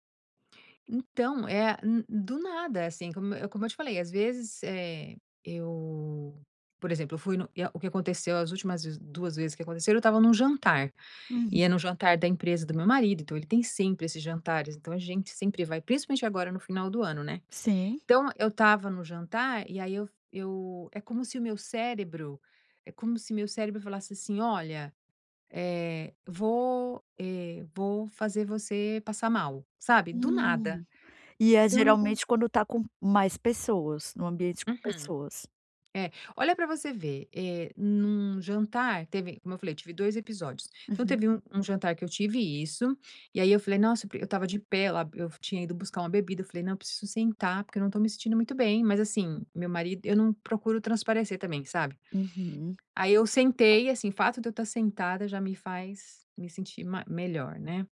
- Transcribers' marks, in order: tapping
- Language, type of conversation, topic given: Portuguese, advice, Como posso reconhecer minha ansiedade sem me julgar quando ela aparece?